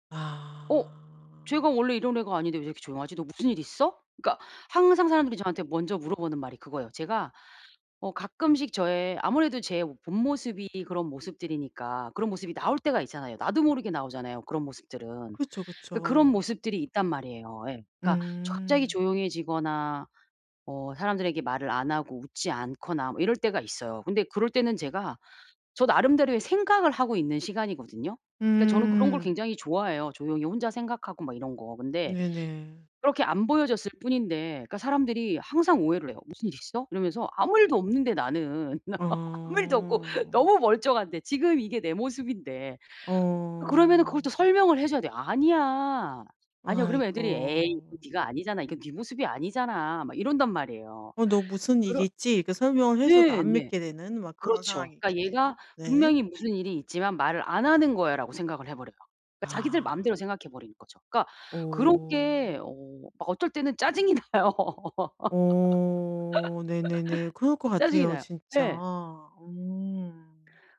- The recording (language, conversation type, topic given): Korean, advice, 내 일상 행동을 내가 되고 싶은 모습과 꾸준히 일치시키려면 어떻게 해야 할까요?
- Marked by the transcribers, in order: other background noise; laugh; laughing while speaking: "아무 일도 없고 너무 멀쩡한데 지금 이게 내 모습인데"; laughing while speaking: "나요"; laugh